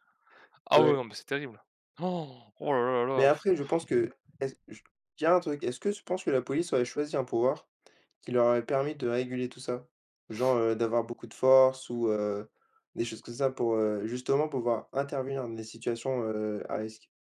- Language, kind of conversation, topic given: French, unstructured, Comment une journée où chacun devrait vivre comme s’il était un personnage de roman ou de film influencerait-elle la créativité de chacun ?
- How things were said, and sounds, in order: blowing